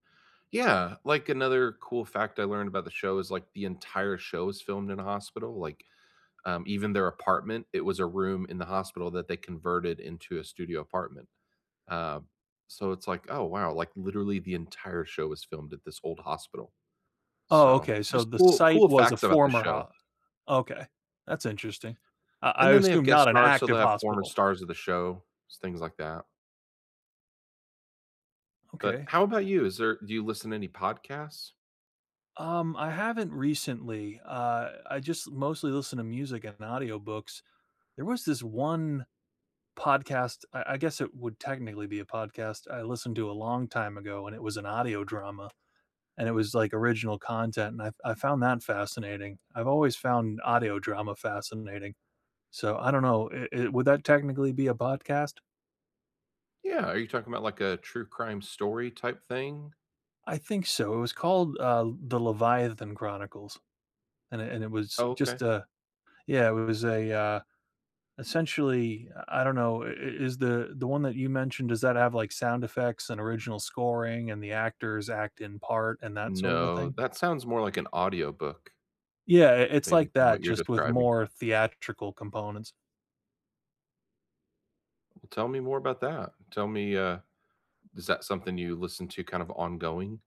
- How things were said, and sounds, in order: tapping; other background noise
- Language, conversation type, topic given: English, unstructured, What music or podcasts are shaping your mood this month?
- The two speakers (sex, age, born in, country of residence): male, 40-44, United States, United States; male, 40-44, United States, United States